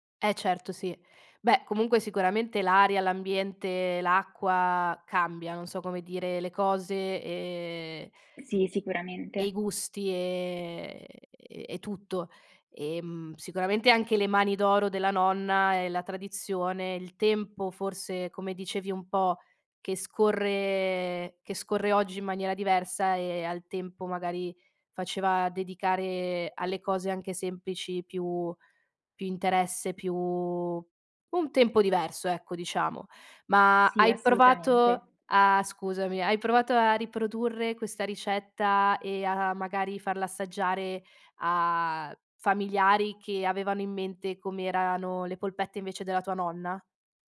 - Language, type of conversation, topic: Italian, podcast, Come gestisci le ricette tramandate di generazione in generazione?
- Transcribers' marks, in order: other background noise